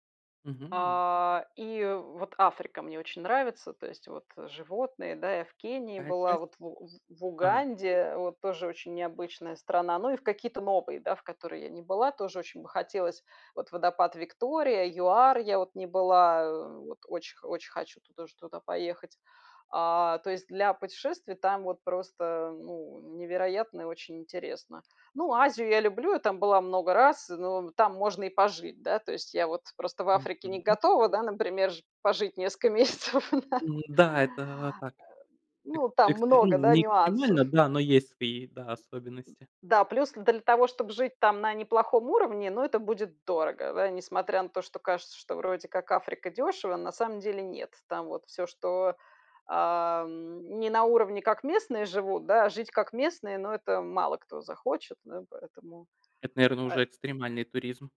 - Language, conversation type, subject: Russian, unstructured, Что тебе больше всего нравится в твоём увлечении?
- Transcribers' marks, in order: "Какая" said as "кая"; laughing while speaking: "месяцев, да"; other background noise